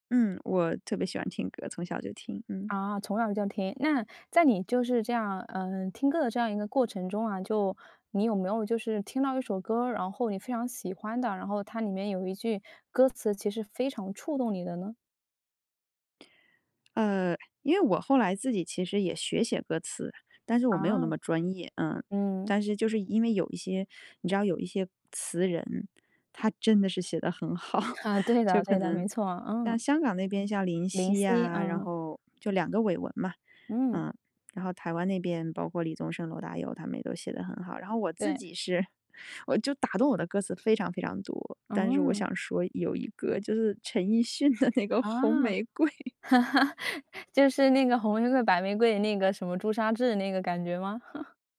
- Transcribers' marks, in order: chuckle; laughing while speaking: "那个红玫瑰"; laugh; chuckle; chuckle
- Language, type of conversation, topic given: Chinese, podcast, 歌词里哪一句最打动你？